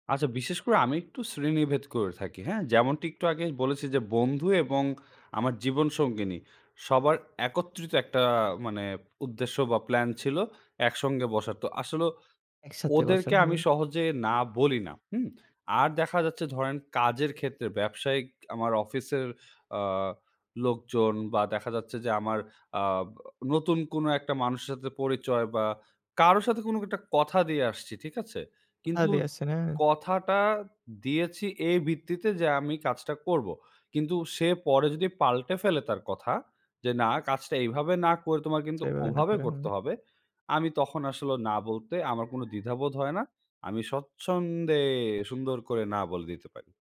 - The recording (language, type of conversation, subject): Bengali, podcast, চাপের মধ্যে পড়লে আপনি কীভাবে ‘না’ বলেন?
- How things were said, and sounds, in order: other background noise